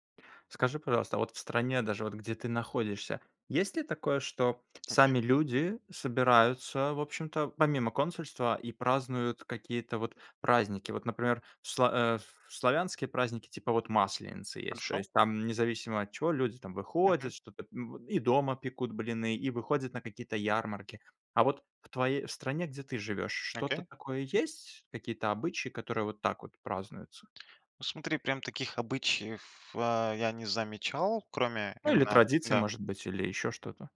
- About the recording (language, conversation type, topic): Russian, podcast, Как вы сохраняете родные обычаи вдали от родины?
- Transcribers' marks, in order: none